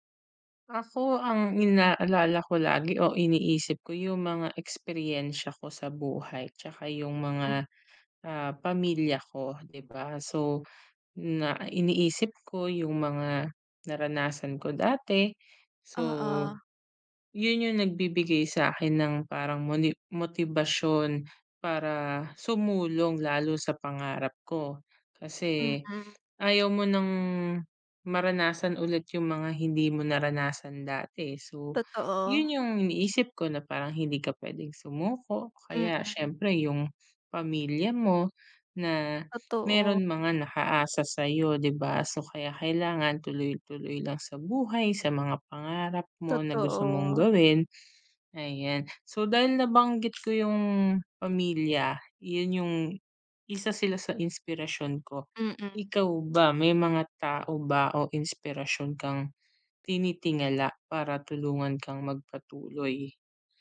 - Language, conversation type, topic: Filipino, unstructured, Ano ang paborito mong gawin upang manatiling ganado sa pag-abot ng iyong pangarap?
- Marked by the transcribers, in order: tapping; other background noise